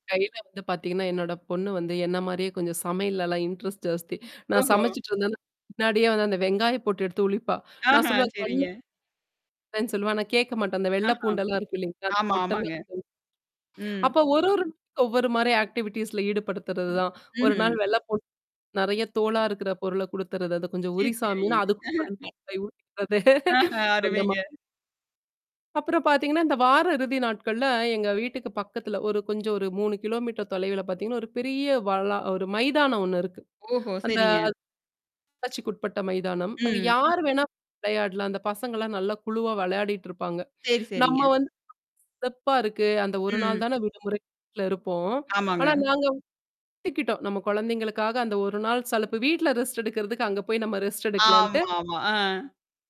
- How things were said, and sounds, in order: distorted speech; in English: "இன்ட்ரெஸ்ட்"; tapping; unintelligible speech; other noise; in English: "ஆக்டிவிட்டீஸ்ல"; unintelligible speech; chuckle; laughing while speaking: "ஆஹ, அருமைங்க"; unintelligible speech; laugh; static; unintelligible speech; unintelligible speech; unintelligible speech; unintelligible speech; in English: "ரெஸ்ட்"; in English: "ரெஸ்ட்"
- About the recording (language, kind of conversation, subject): Tamil, podcast, குழந்தைகளின் திரை நேரத்திற்கு நீங்கள் எந்த விதிமுறைகள் வைத்திருக்கிறீர்கள்?